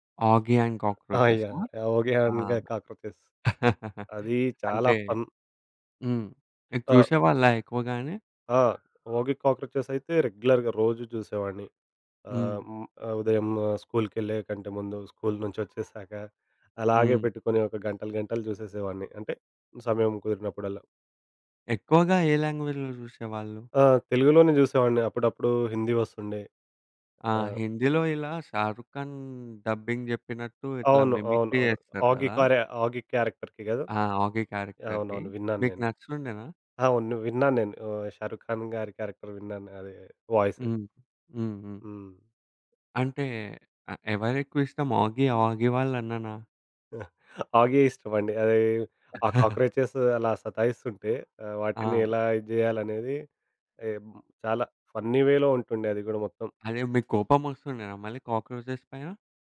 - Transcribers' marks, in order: laugh; in English: "ఫన్"; in English: "రెగ్యులర్‌గా"; other background noise; in English: "లాంగ్వేజ్‌లో"; in English: "డబ్బింగ్"; in English: "మిమిక్రీ"; in English: "క్యారెక్టర్‌కి"; in English: "క్యారెక్టర్‌కి?"; in English: "క్యారెక్టర్"; chuckle; chuckle; in English: "ఫన్నీ వేలో"; in English: "కాక్రోచెస్"
- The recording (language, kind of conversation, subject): Telugu, podcast, చిన్నప్పుడు మీరు చూసిన కార్టూన్లు మీ ఆలోచనలను ఎలా మార్చాయి?